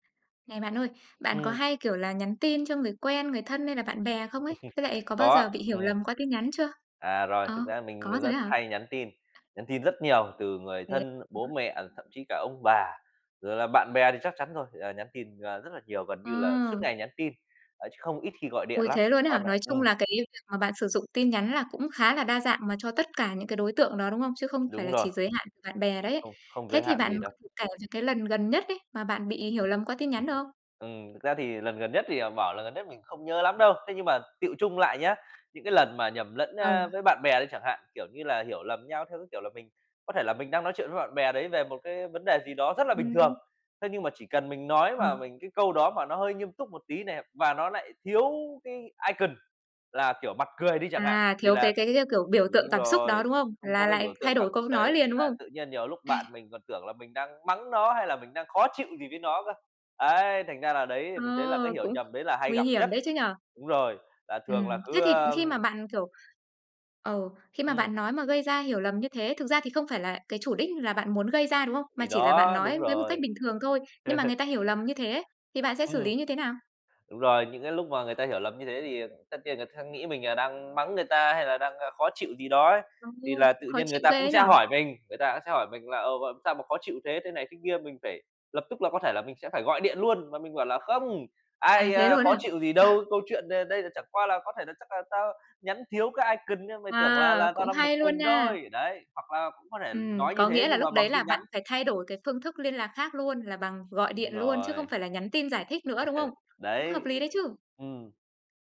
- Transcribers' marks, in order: chuckle; tapping; other background noise; in English: "icon"; chuckle; chuckle; unintelligible speech; chuckle; in English: "icon"; chuckle
- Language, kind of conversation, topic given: Vietnamese, podcast, Bạn xử lý hiểu lầm qua tin nhắn như thế nào?